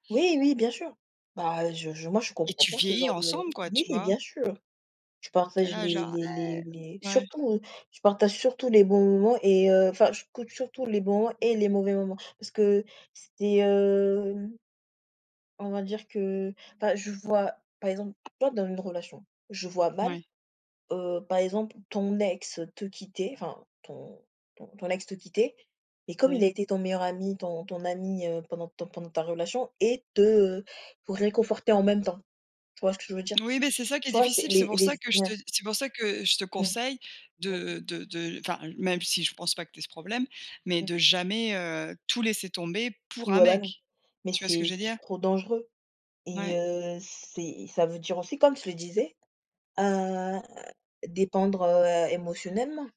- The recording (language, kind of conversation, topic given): French, unstructured, Quelle place l’amitié occupe-t-elle dans une relation amoureuse ?
- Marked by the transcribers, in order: put-on voice: "ouais"; drawn out: "hem"; tapping; stressed: "pour"; drawn out: "heu"; other background noise